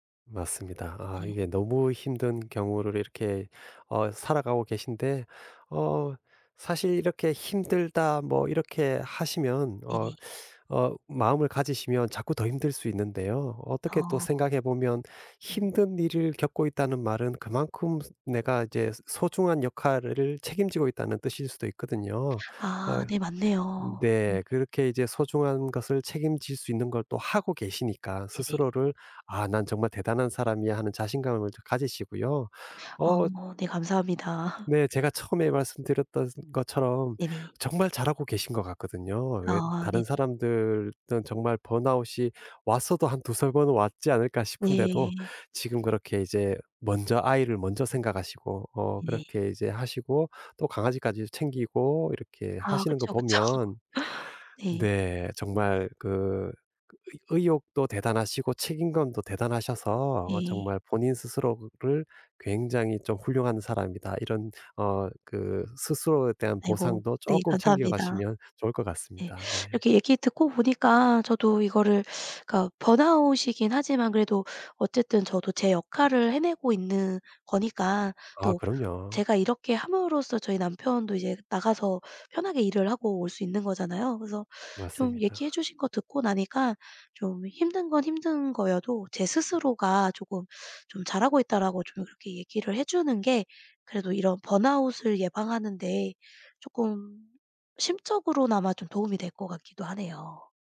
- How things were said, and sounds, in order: other background noise; laughing while speaking: "감사합니다"; tapping; laughing while speaking: "그쵸"
- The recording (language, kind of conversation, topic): Korean, advice, 번아웃으로 의욕이 사라져 일상 유지가 어려운 상태를 어떻게 느끼시나요?